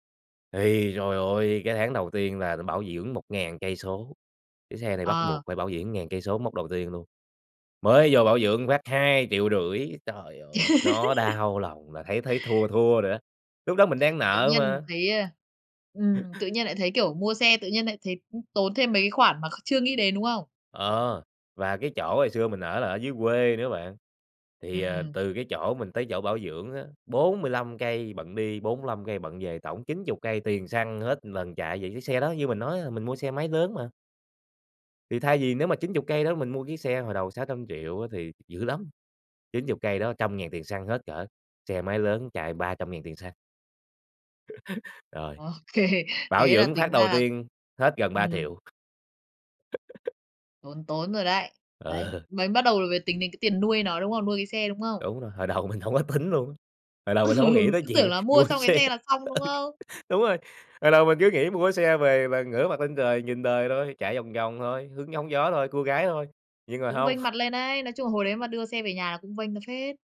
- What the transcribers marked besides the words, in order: laugh; tapping; laugh; laugh; laughing while speaking: "OK"; chuckle; laughing while speaking: "hồi đầu mình hông có tính"; laughing while speaking: "Ừ"; laughing while speaking: "mua xe ừ, đúng rồi"; laugh
- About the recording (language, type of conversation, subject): Vietnamese, podcast, Bạn có thể kể về một lần bạn đưa ra lựa chọn sai và bạn đã học được gì từ đó không?